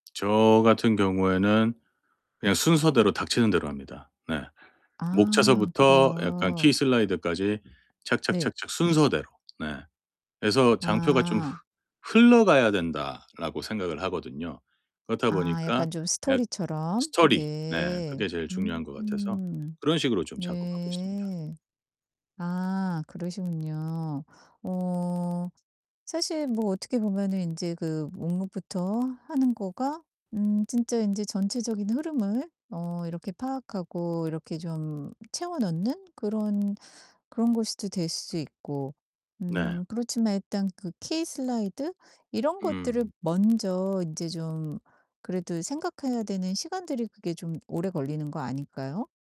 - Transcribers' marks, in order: distorted speech; tapping
- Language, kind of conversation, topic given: Korean, advice, 시간이 부족할 때 어떤 작업을 먼저 해야 할까요?